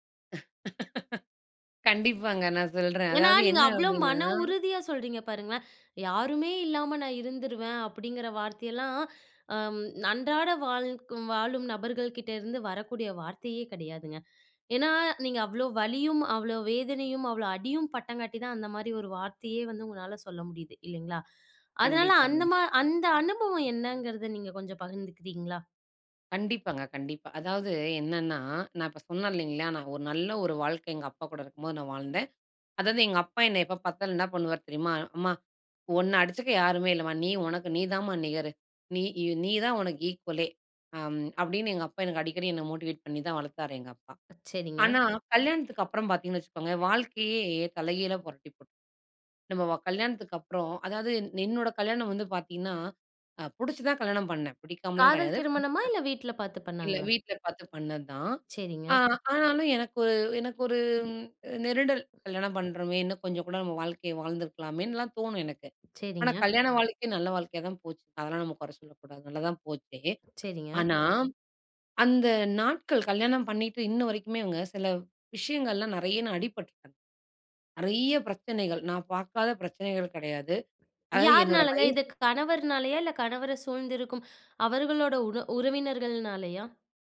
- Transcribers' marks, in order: laugh; in English: "ஈக்வலே"; other noise; in English: "மோட்டிவேட்"; unintelligible speech
- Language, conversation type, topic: Tamil, podcast, நீங்கள் உங்களுக்கே ஒரு நல்ல நண்பராக எப்படி இருப்பீர்கள்?